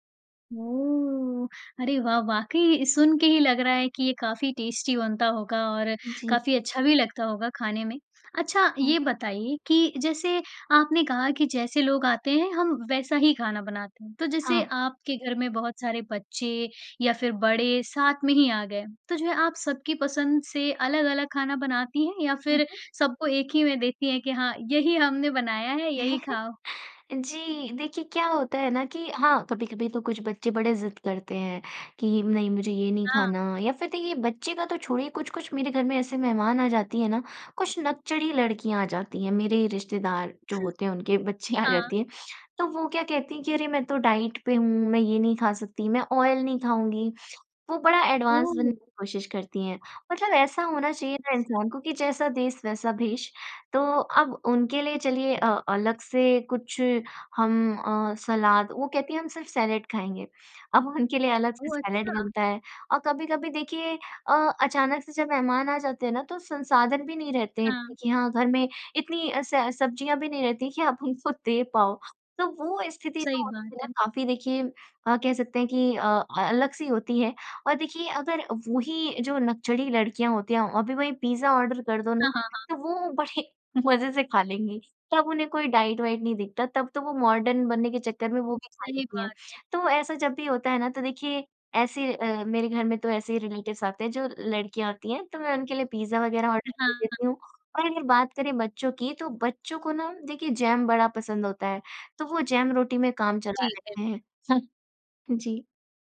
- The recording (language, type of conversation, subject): Hindi, podcast, मेहमान आने पर आप आम तौर पर खाना किस क्रम में और कैसे परोसते हैं?
- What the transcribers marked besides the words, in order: drawn out: "ओह!"; in English: "टेस्टी"; chuckle; laughing while speaking: "बच्चियाँ आ"; in English: "डाइट"; in English: "ऑयल"; in English: "एडवांस"; in English: "सैलड"; in English: "सैलड"; in English: "आर्डर"; laughing while speaking: "बड़े मज़े से खा लेंगी"; in English: "डाइट"; in English: "मॉर्डन"; in English: "रिलेटिव्स"; in English: "आर्डर"